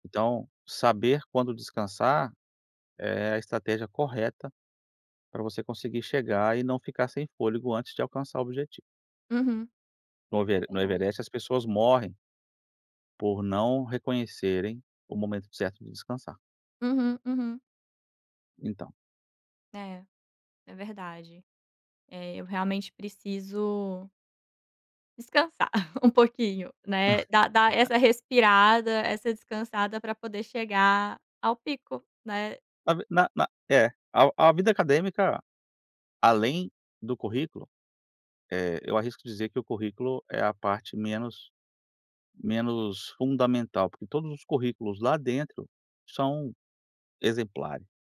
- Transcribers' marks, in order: chuckle; laugh
- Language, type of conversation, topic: Portuguese, advice, Como você descreve a sensação de desânimo após não alcançar suas metas mensais?
- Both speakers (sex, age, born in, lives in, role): female, 30-34, Brazil, Portugal, user; male, 45-49, Brazil, United States, advisor